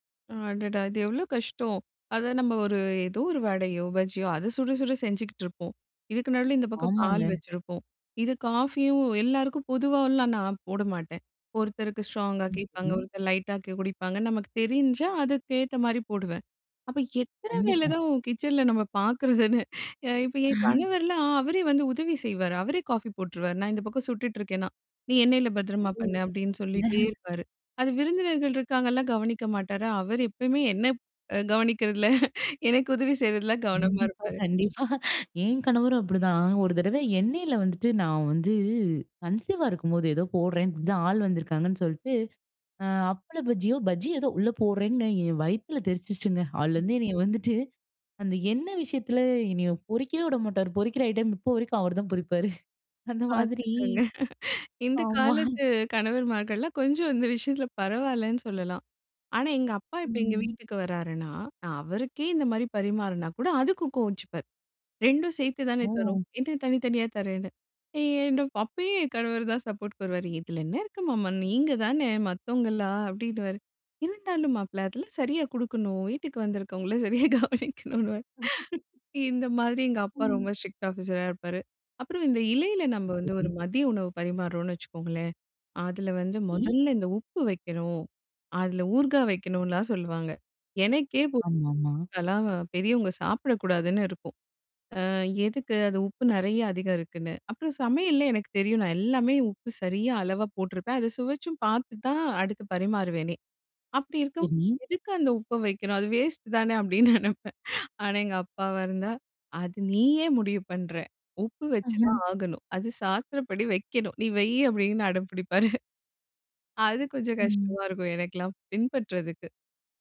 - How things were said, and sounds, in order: laughing while speaking: "பார்க்கறதுன்னு"; chuckle; unintelligible speech; chuckle; laughing while speaking: "அ கவனிக்கிறதுல"; other background noise; chuckle; laughing while speaking: "பார்த்துக்கோங்க"; laughing while speaking: "பொறிப்பாரு. அந்த மாதிரி"; laughing while speaking: "சரியா கவனிக்கணுன்னுவாரு"; laugh; "இருக்கும்போது" said as "இருக்கும்"; laughing while speaking: "அப்டின்னு நெனைப்பேன்"; chuckle; chuckle
- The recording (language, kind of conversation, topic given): Tamil, podcast, விருந்தினர் வரும்போது உணவு பரிமாறும் வழக்கம் எப்படி இருக்கும்?